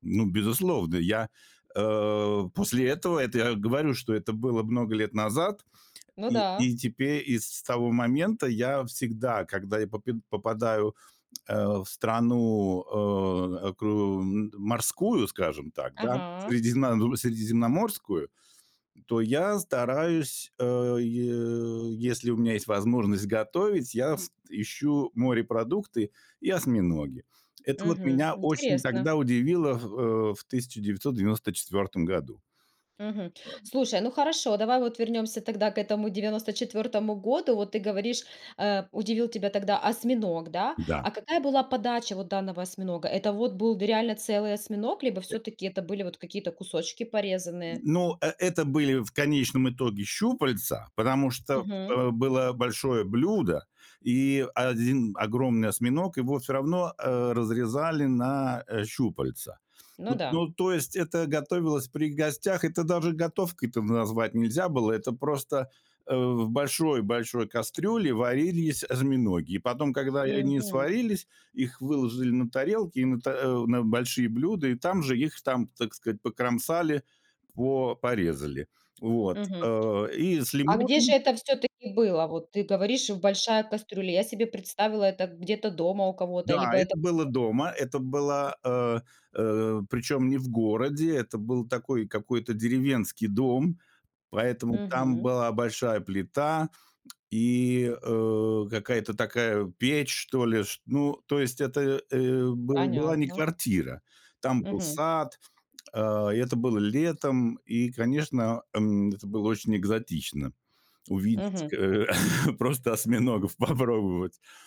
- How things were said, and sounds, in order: other background noise; tapping; chuckle; laughing while speaking: "попробовать"
- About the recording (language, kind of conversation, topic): Russian, podcast, Какая еда за границей удивила тебя больше всего и почему?